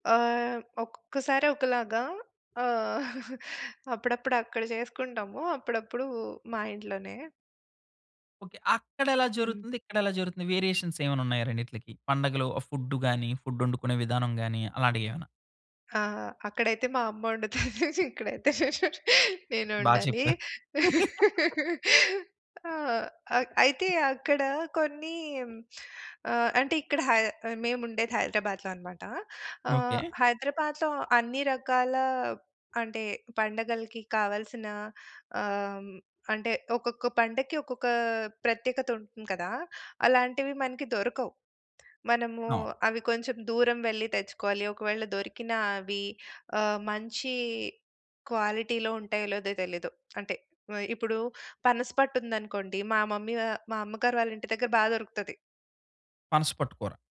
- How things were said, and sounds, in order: chuckle; tapping; in English: "వేరియేషన్స్"; in English: "ఫుడ్"; in English: "ఫుడ్"; laughing while speaking: "అక్కడైతే మా అమ్మ ఒండుతది ఇక్కడైతే నేను ఒండాలి ఆహ్"; laugh; in English: "క్వాలిటీలో"
- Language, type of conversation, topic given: Telugu, podcast, పండుగలో మిగిలిన ఆహారాన్ని మీరు ఎలా ఉపయోగిస్తారు?